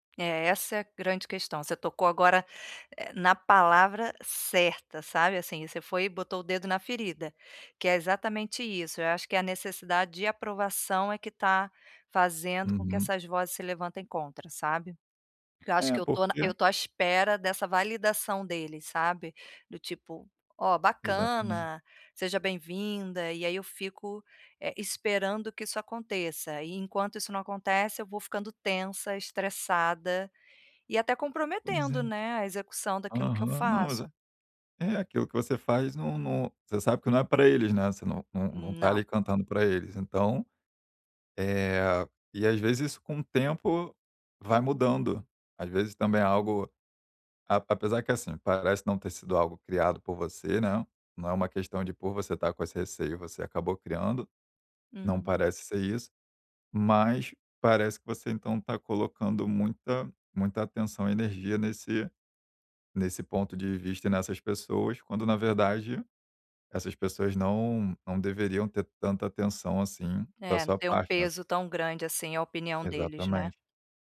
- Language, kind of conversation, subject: Portuguese, advice, Como posso reduzir minha voz crítica interior diariamente?
- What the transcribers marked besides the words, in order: none